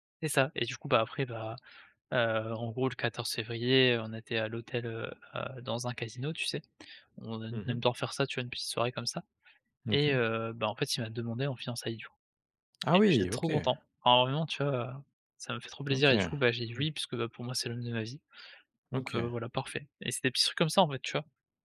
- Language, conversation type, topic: French, podcast, Quels gestes simples renforcent la confiance au quotidien ?
- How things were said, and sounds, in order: none